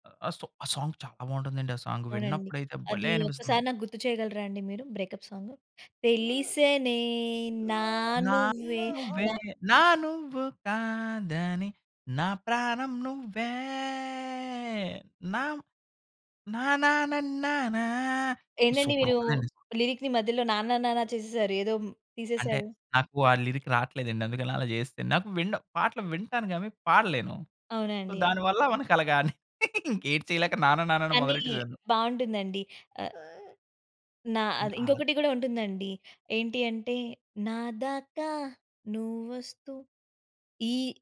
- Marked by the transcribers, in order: in English: "సాంగ్"; in English: "సాంగ్"; in English: "బ్రేకప్ సాంగ్"; singing: "తెలిసేనే నా నువ్వే నా"; singing: "నా నువ్వే నా నువ్వు కాదని నా ప్రాణం నువ్వే నా. నానా నన్నానా"; background speech; in English: "సాంగ్"; in English: "లిరిక్‌ని"; other background noise; in English: "లిరిక్"; in English: "సో"; laugh; singing: "నాదాకా నువ్వొస్తూ"
- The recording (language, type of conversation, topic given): Telugu, podcast, పిల్లల వయసులో విన్న పాటలు ఇప్పటికీ మీ మనసును ఎలా తాకుతున్నాయి?